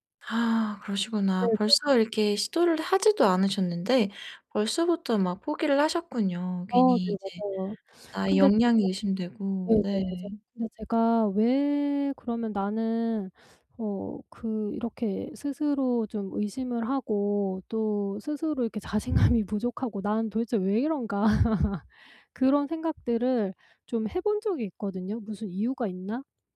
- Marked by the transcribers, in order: laughing while speaking: "자신감이"; laugh
- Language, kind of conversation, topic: Korean, advice, 자신감 부족과 자기 의심을 어떻게 관리하면 좋을까요?